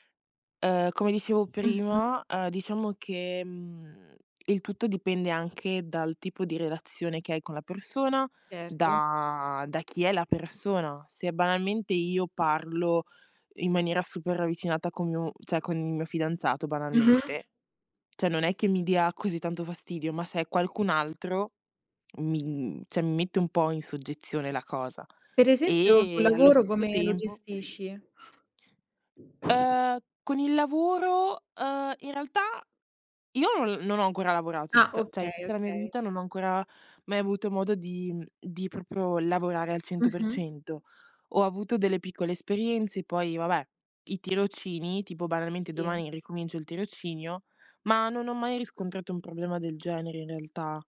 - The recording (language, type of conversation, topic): Italian, podcast, In che modo lo spazio personale influisce sul dialogo?
- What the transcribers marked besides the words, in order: "cioè" said as "ceh"; "cioè" said as "ceh"; "cioè" said as "ceh"; drawn out: "E"; other background noise; tapping; "cioè" said as "ceh"